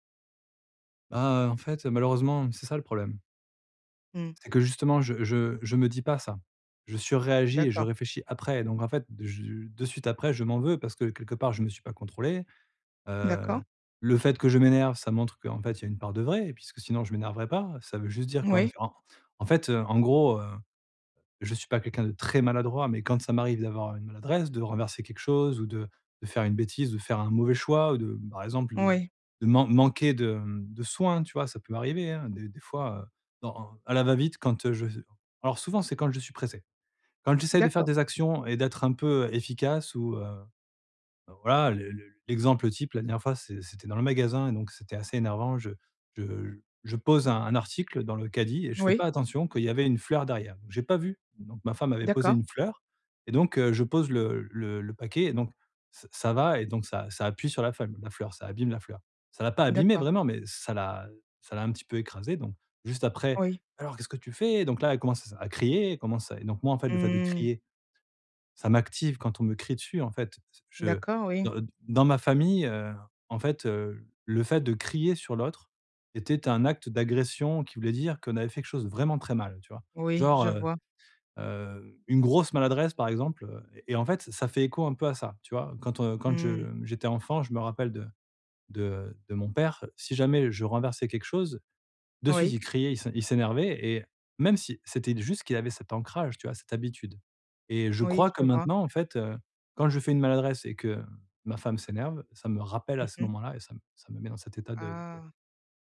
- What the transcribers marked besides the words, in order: stressed: "très"; stressed: "grosse"
- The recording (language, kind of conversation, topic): French, advice, Comment arrêter de m’enfoncer après un petit faux pas ?